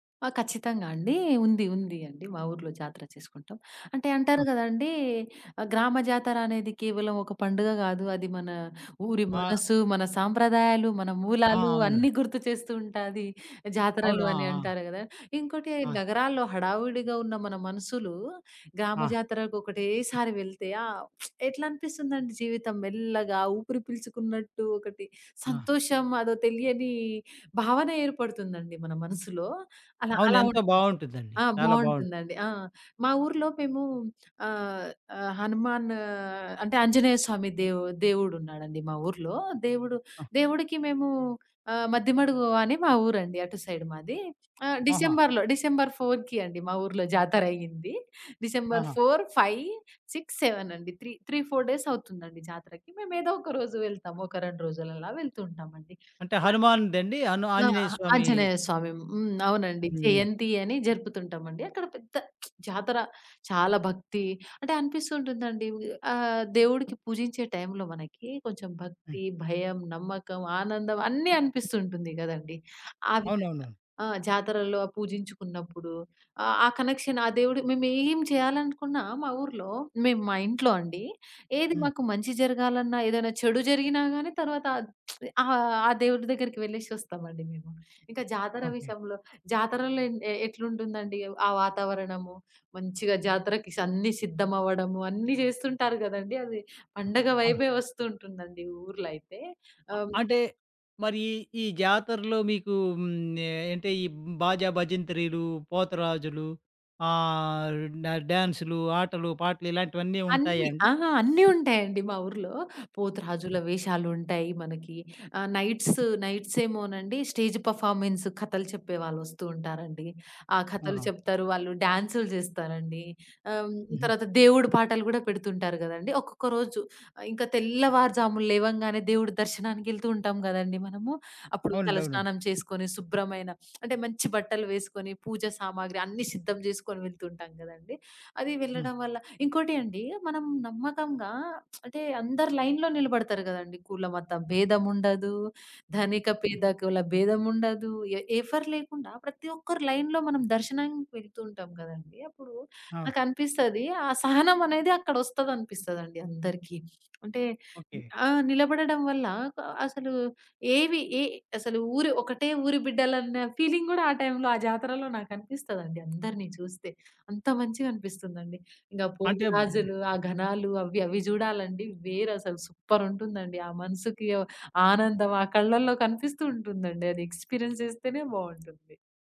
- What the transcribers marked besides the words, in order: other background noise; lip smack; in English: "ఫోర్‌కి"; in English: "ఫోర్ ఫైవ్ సిక్స్ సెవెన్"; in English: "త్రీ త్రీ ఫోర్ డేస్"; lip smack; in English: "కనెక్షన్"; lip smack; in English: "నైట్స్"; in English: "స్టేజ్ పెర్ఫార్మన్స్"; lip smack; lip smack; in English: "లైన్‌లో"; in English: "లైన్‌లో"; in English: "ఫీలింగ్"; laughing while speaking: "ఆనందం ఆ కళ్ళలో"; in English: "ఎక్స్‌పీరియన్స్"
- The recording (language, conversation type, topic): Telugu, podcast, మీ ఊర్లో జరిగే జాతరల్లో మీరు ఎప్పుడైనా పాల్గొన్న అనుభవం ఉందా?